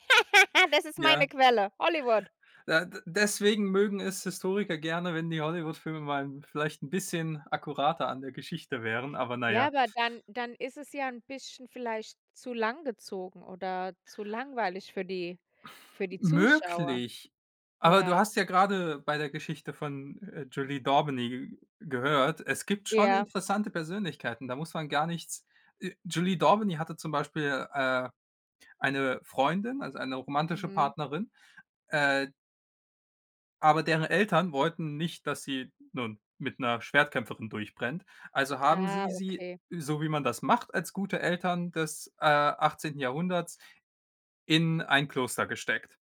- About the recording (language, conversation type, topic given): German, unstructured, Welche historische Persönlichkeit findest du besonders inspirierend?
- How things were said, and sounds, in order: laugh